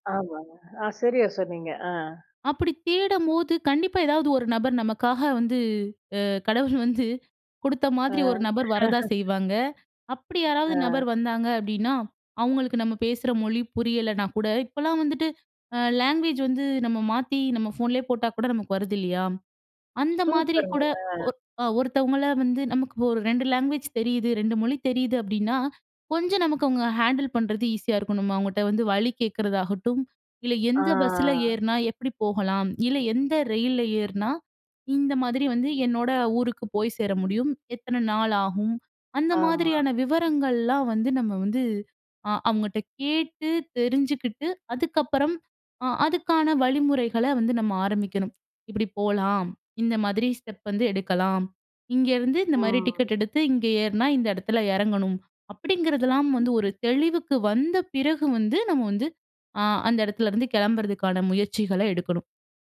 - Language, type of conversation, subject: Tamil, podcast, புதிய ஊரில் வழி தவறினால் மக்களிடம் இயல்பாக உதவி கேட்க எப்படி அணுகலாம்?
- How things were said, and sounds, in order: drawn out: "அ"; laughing while speaking: "கடவுள் வந்து"; drawn out: "அ"; laugh; other noise; in English: "ஹேண்டில்"; drawn out: "ஆ"; "ஏறினா" said as "ஏற்னா"; "ஏறினா" said as "ஏற்னா"; other background noise